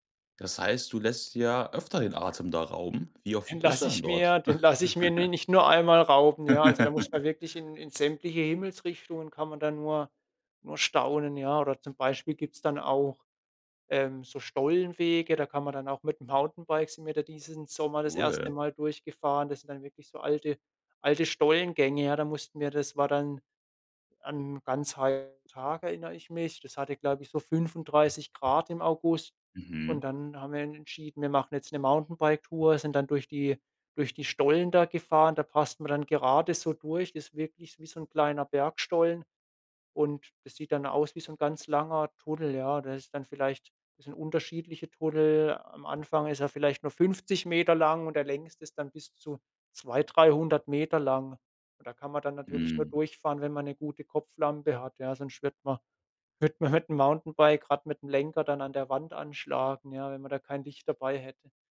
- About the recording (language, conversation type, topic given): German, podcast, Wann hat dir eine Naturerfahrung den Atem geraubt?
- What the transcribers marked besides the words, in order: giggle; laugh